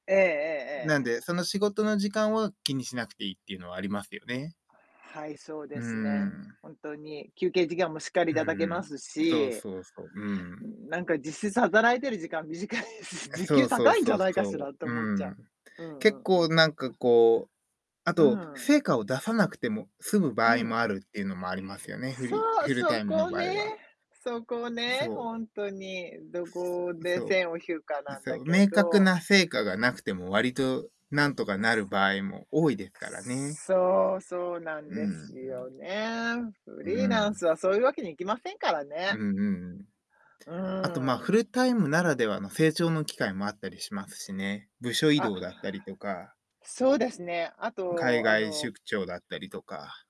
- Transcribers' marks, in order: distorted speech; laughing while speaking: "短いし"; background speech; other background noise; static; other noise; tapping
- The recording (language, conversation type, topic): Japanese, unstructured, フルタイムの仕事とフリーランスでは、どちらがあなたのライフスタイルに合っていると思いますか？